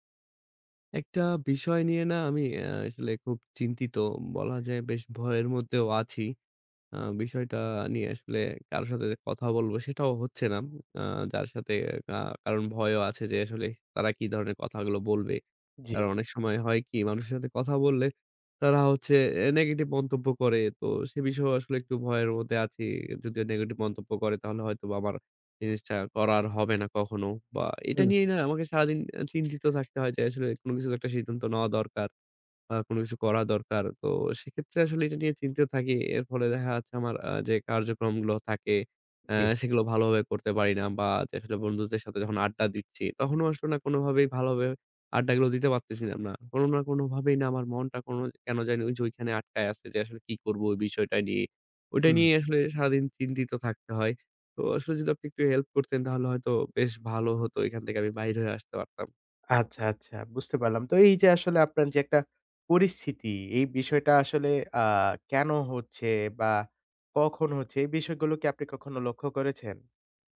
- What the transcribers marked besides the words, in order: lip smack; tapping; other background noise
- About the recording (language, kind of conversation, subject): Bengali, advice, নতুন প্রকল্পের প্রথম ধাপ নিতে কি আপনার ভয় লাগে?